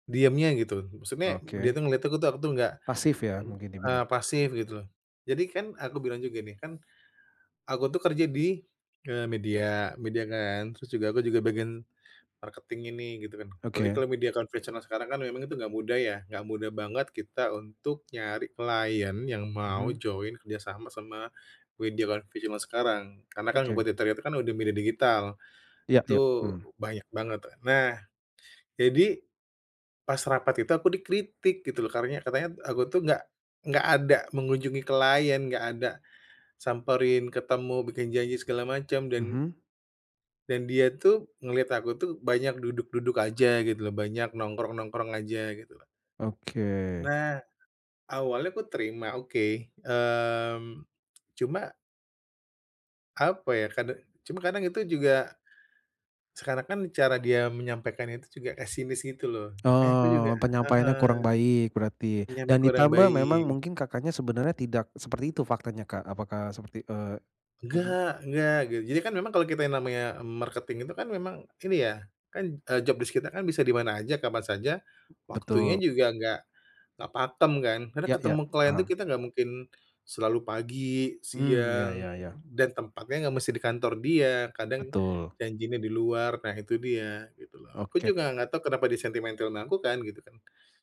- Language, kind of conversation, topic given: Indonesian, advice, Bagaimana cara tetap tenang saat menerima kritik?
- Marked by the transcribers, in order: in English: "marketing-in"; in English: "join"; tsk; "pesimis" said as "esimis"; in English: "marketing"; in English: "job desc"